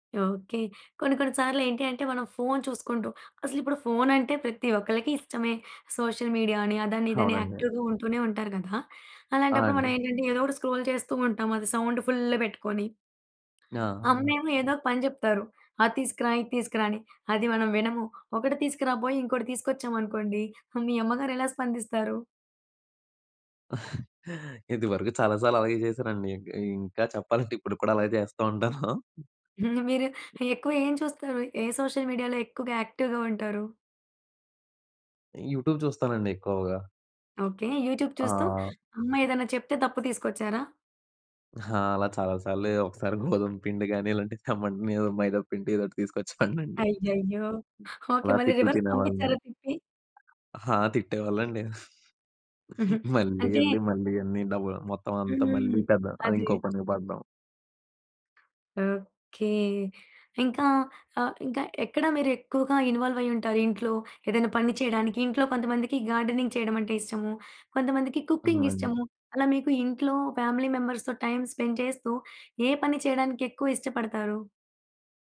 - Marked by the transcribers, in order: in English: "సోషల్ మీడియా"; in English: "యాక్టివ్‌గా"; in English: "స్క్రోల్"; in English: "సౌండ్ ఫుల్"; tapping; chuckle; chuckle; other background noise; chuckle; in English: "సోషల్ మీడియాలో"; in English: "యాక్టివ్‌గా"; in English: "యూట్యూబ్"; in English: "యూట్యూబ్"; laughing while speaking: "గోధుమ పిండి గాని ఇలాంటివి తెమ్మంటే నేనేదో మైదా పిండి ఏదోటి తీసుకొ‌చేవనండి"; in English: "రివర్స్"; chuckle; in English: "గార్డెనింగ్"; in English: "కుకింగ్"; in English: "ఫ్యామిలీ మెంబర్స్‌తో టైమ్ స్పెండ్"
- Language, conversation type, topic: Telugu, podcast, ఇంట్లో ఎంత రద్దీ ఉన్నా మనసు పెట్టి శ్రద్ధగా వినడం ఎలా సాధ్యమవుతుంది?